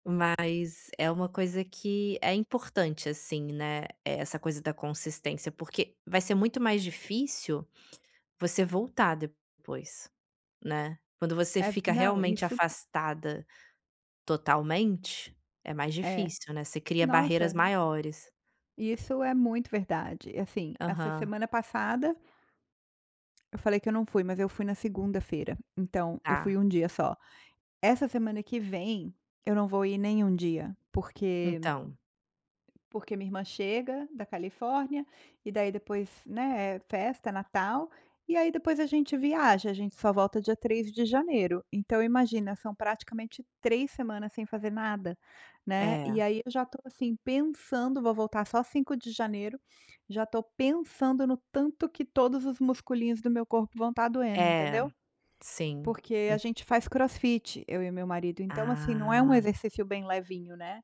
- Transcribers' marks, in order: tapping
- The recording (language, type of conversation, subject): Portuguese, advice, Como posso manter uma rotina de exercícios sem desistir?